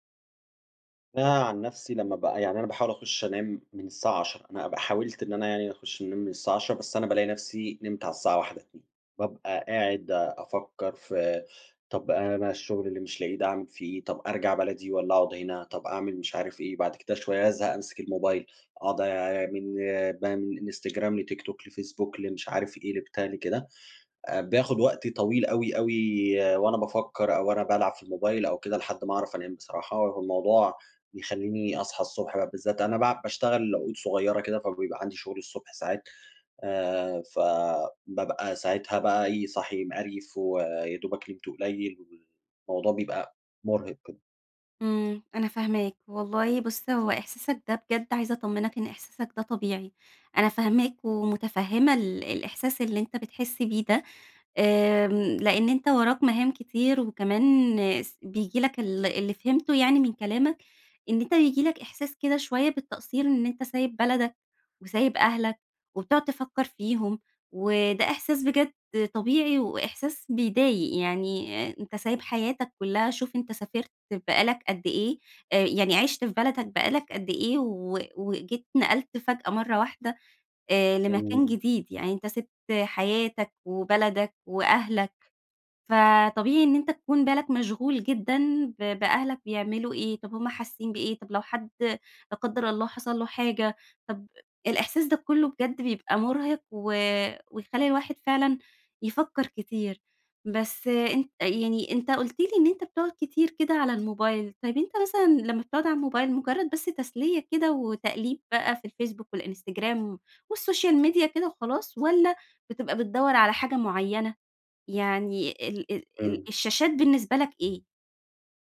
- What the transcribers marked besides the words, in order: in English: "والسوشيال ميديا"
- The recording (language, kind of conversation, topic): Arabic, advice, إزاي أتغلب على الأرق وصعوبة النوم بسبب أفكار سريعة ومقلقة؟